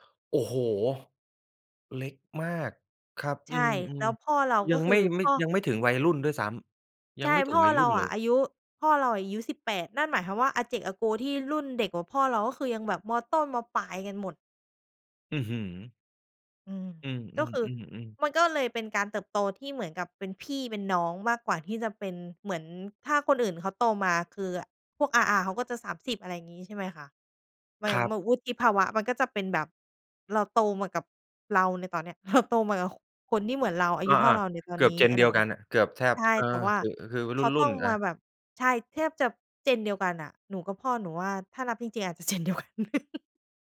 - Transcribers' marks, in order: surprised: "โอ้โฮ ! เล็กมากครับ"; in English: "Gen"; in English: "Gen"; laughing while speaking: "Gen เดียวกัน"; in English: "Gen"; chuckle
- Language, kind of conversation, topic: Thai, podcast, คุณรับมือกับคำวิจารณ์จากญาติอย่างไร?